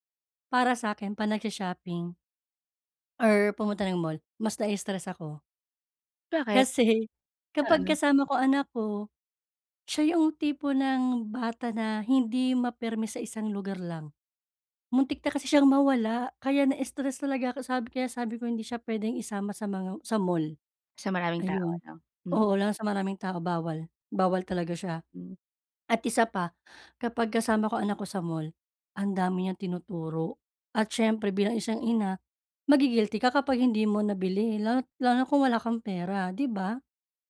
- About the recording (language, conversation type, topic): Filipino, advice, Paano ko mababalanse ang trabaho at oras ng pahinga?
- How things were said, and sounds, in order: other background noise; tapping; "isang" said as "ishang"